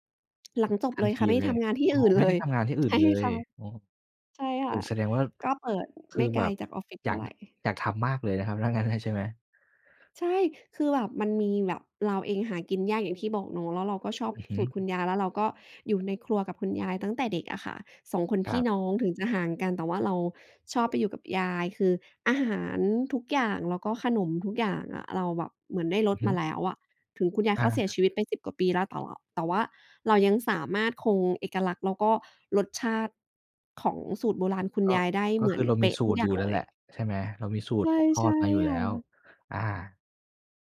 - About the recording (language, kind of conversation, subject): Thai, podcast, มีกลิ่นหรือรสอะไรที่ทำให้คุณนึกถึงบ้านขึ้นมาทันทีบ้างไหม?
- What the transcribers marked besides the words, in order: other background noise; laughing while speaking: "เลย ใช่ค่ะ"; laughing while speaking: "ถ้างั้นน่ะ"